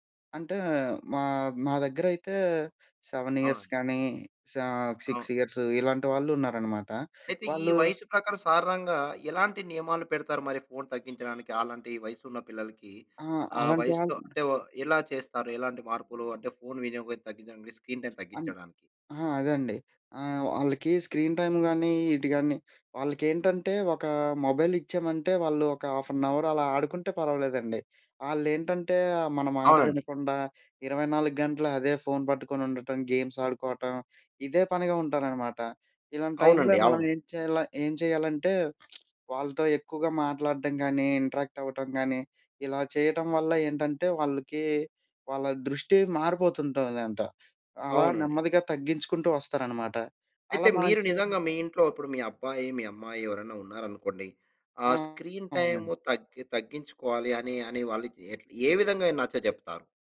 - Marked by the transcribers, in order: in English: "సెవెన్ ఇయర్స్"; in English: "సిక్స్ ఇయర్స్"; horn; other background noise; in English: "స్క్రీన్ టైం"; other noise; in English: "స్క్రీన్ టైం"; in English: "మొబైల్"; in English: "హాఫ్ అన్ అవర్"; in English: "గేమ్స్"; lip smack; in English: "ఇంటరాక్ట్"; in English: "స్క్రీన్ టైం"
- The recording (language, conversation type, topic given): Telugu, podcast, పిల్లల స్క్రీన్ టైమ్‌ను ఎలా పరిమితం చేస్తారు?